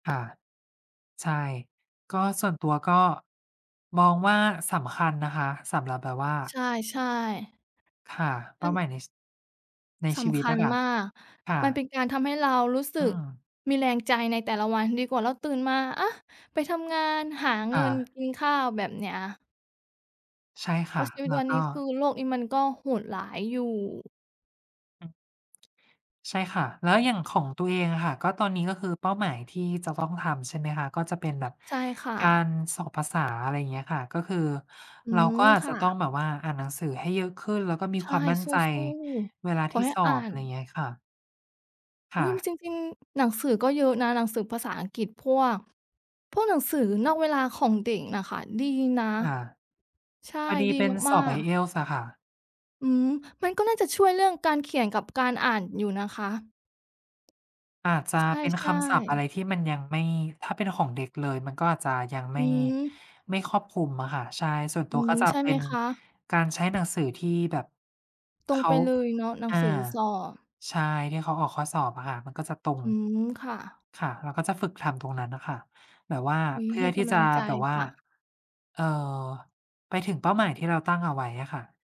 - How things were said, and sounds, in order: tapping; other background noise; "นี้" said as "อิ๊"; other noise; "สอบ" said as "ส้อ"
- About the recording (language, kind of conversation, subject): Thai, unstructured, คุณคิดว่าการตั้งเป้าหมายในชีวิตสำคัญแค่ไหน?
- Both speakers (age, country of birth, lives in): 25-29, Thailand, Thailand; 60-64, Thailand, Thailand